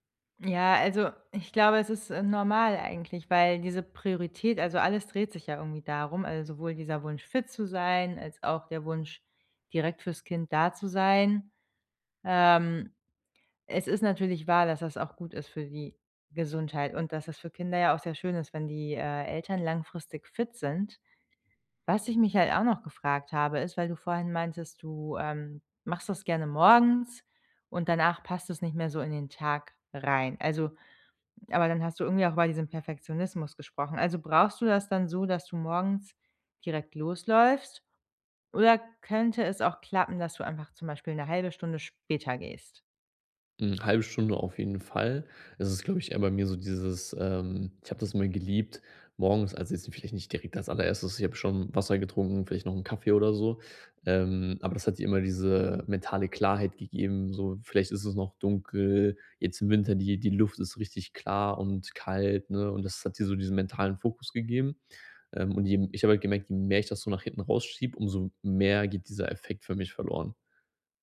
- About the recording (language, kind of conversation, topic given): German, advice, Wie bleibe ich motiviert, wenn ich kaum Zeit habe?
- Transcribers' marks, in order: none